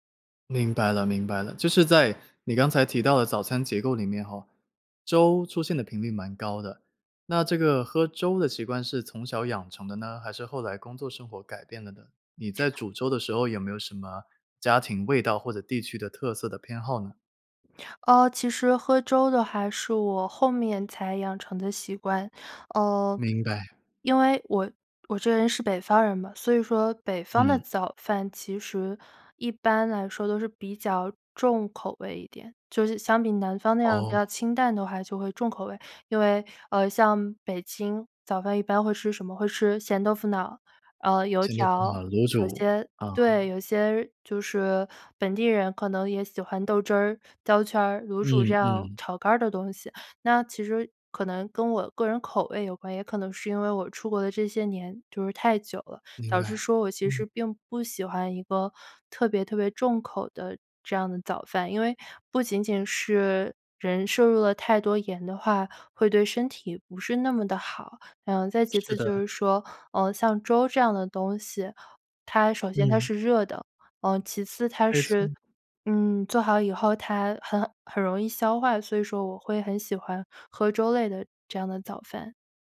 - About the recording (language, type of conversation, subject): Chinese, podcast, 你吃早餐时通常有哪些固定的习惯或偏好？
- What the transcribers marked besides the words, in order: other background noise